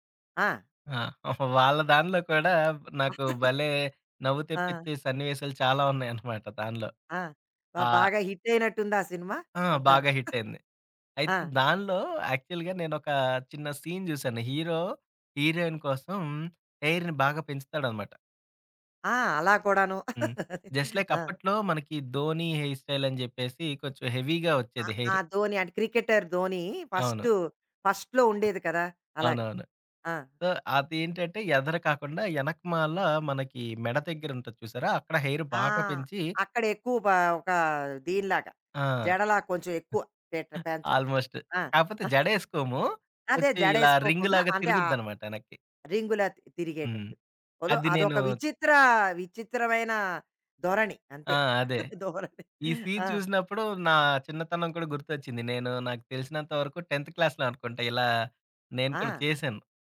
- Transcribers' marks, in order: laughing while speaking: "వాళ్ళ"; chuckle; giggle; in English: "యాక్చువల్‌గా"; in English: "సీన్"; in English: "హీరో హీరోయిన్"; in English: "హెయిర్‌ని"; in English: "జస్ట్ లైక్"; chuckle; in English: "హెయిర్ స్టైల్"; in English: "హెవీగా"; in English: "హెయిర్"; in English: "క్రికెటర్"; in English: "ఫస్ట్ ఫస్ట్‌లో"; other background noise; in English: "సో"; in English: "హెయిర్"; in English: "ఆల్‌మోస్ట్"; giggle; in English: "రింగ్"; in English: "సీన్"; laughing while speaking: "ధోరణి"; in English: "టెన్త్ క్లాస్‌లో"
- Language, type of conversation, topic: Telugu, podcast, ఏ సినిమా పాత్ర మీ స్టైల్‌ను మార్చింది?